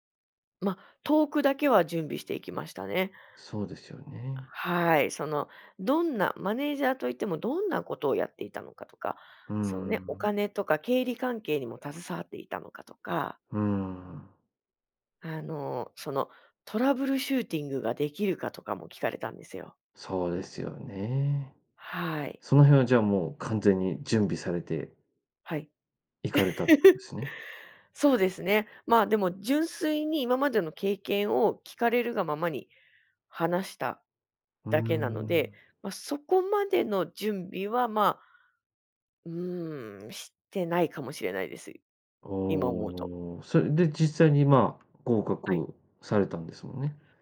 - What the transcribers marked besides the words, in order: in English: "トラブルシューティング"; chuckle; other background noise; tapping
- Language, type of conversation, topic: Japanese, podcast, スキルを他の業界でどのように活かせますか？